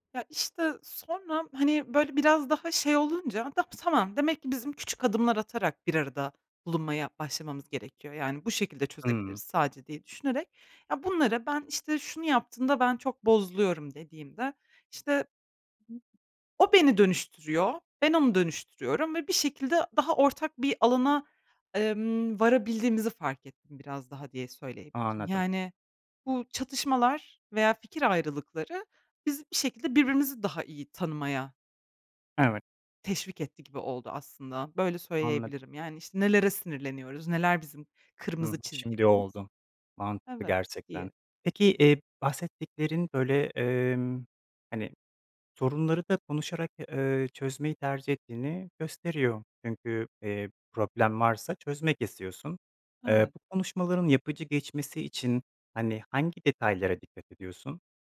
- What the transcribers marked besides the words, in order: tapping; unintelligible speech; other background noise
- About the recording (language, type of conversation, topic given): Turkish, podcast, Eşinizle önemli bir konuda anlaşmazlığa düştüğünüzde bu durumu nasıl çözüyorsunuz?